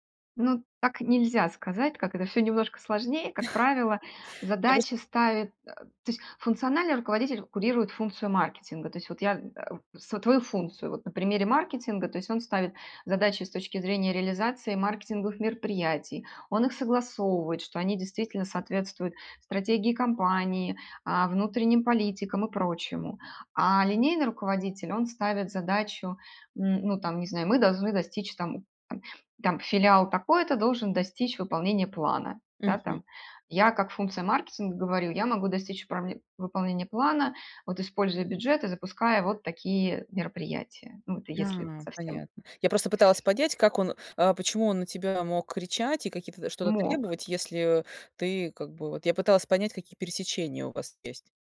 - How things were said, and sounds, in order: chuckle
- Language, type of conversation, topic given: Russian, podcast, Что для тебя важнее — смысл работы или деньги?